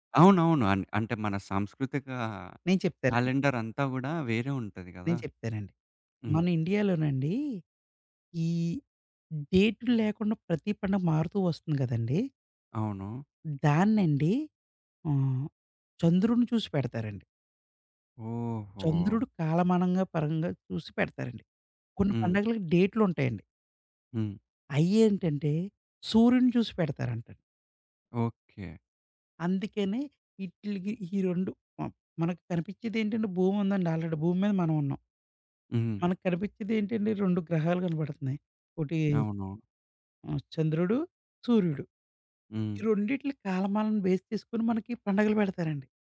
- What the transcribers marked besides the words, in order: in English: "ఆల్రెడీ"; in English: "బేస్"
- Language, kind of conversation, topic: Telugu, podcast, సూర్యాస్తమయం చూసిన తర్వాత మీ దృష్టికోణంలో ఏ మార్పు వచ్చింది?